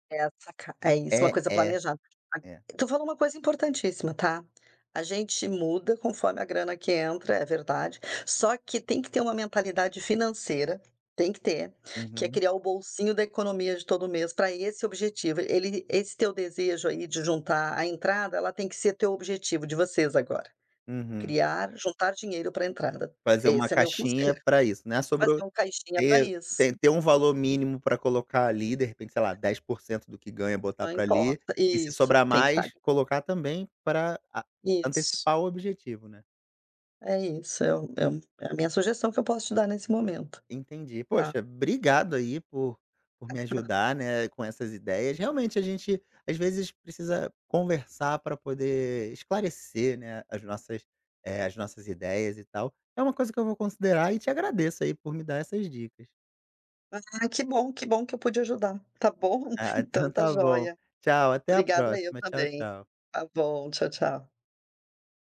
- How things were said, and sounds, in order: tapping; unintelligible speech; unintelligible speech; laughing while speaking: "Tá bom"
- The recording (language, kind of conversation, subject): Portuguese, advice, Como posso juntar dinheiro para a entrada de um carro ou de uma casa se ainda não sei como me organizar?